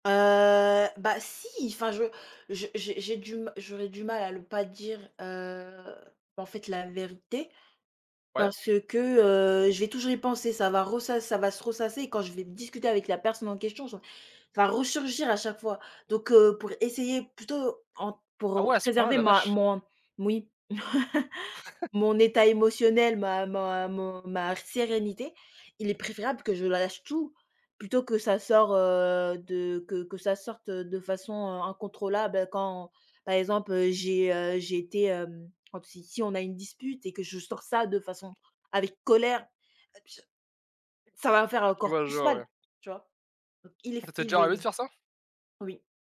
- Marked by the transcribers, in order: drawn out: "Heu"; stressed: "si"; drawn out: "heu"; stressed: "resurgir"; laugh; unintelligible speech
- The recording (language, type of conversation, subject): French, unstructured, Penses-tu que la vérité doit toujours être dite, même si elle blesse ?